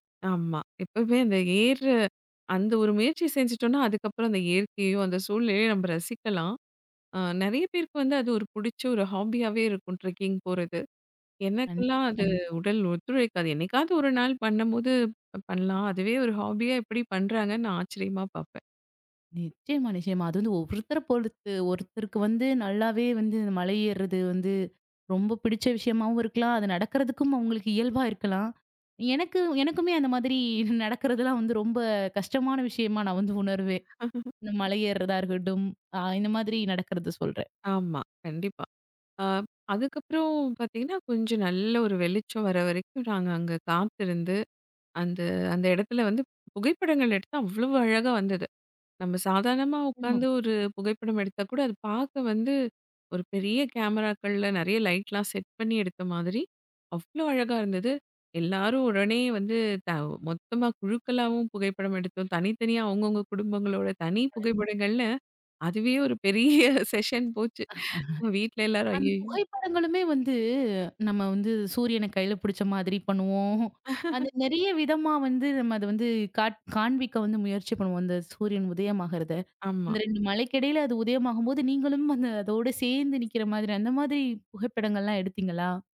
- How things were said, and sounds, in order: in English: "ஹாபியாவே"; in English: "ட்ரெக்கிங்"; other background noise; in English: "ஹாபியா"; chuckle; laugh; laughing while speaking: "அதுவே ஒரு பெரிய செஷன் போச்சு. வீட்டுல எல்லாரும் ஐயையோ"; in English: "செஷன்"; chuckle; laughing while speaking: "பண்ணுவோம்"; laugh
- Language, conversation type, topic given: Tamil, podcast, மலையில் இருந்து சூரிய உதயம் பார்க்கும் அனுபவம் எப்படி இருந்தது?